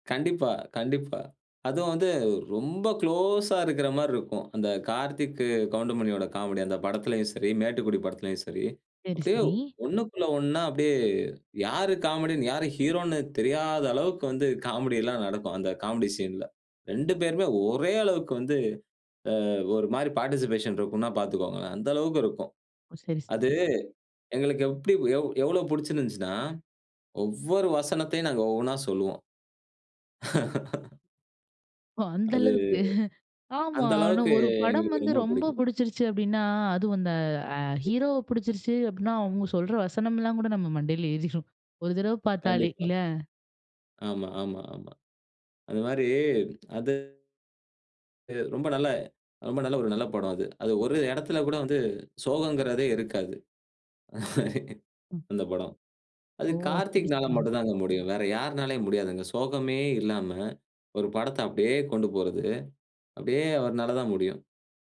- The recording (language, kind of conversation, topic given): Tamil, podcast, பழைய சினிமா நாயகர்களின் பாணியை உங்களின் கதாப்பாத்திரத்தில் இணைத்த அனுபவத்தைப் பற்றி சொல்ல முடியுமா?
- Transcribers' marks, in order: in English: "குளோஸ்ஸா"; laughing while speaking: "யாரு காமெடியன், யாரு ஹீரோன்னு தெரியாதளவுக்கு வந்து காமெடில்லாம் நடக்கும்"; in English: "பார்ட்டிசிபேஷன்"; laugh; chuckle; laughing while speaking: "அதுவும் அந்த ஹீரோவ பிடிச்சிருச்சு அப்படின்னா, அவங்க சொல்ற வசனம்லாம் கூட நம்ம மண்டையில ஏறிடும்"; other noise; other background noise; laugh